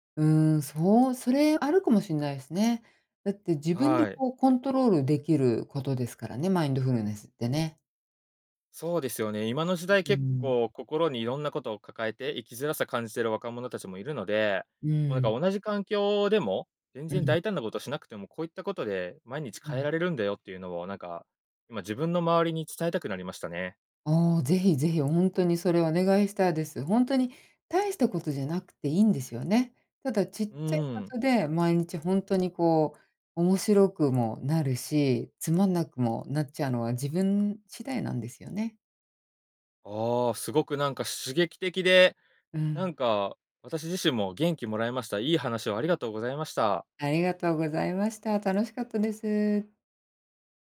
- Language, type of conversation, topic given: Japanese, podcast, 都会の公園でもできるマインドフルネスはありますか？
- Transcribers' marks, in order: other background noise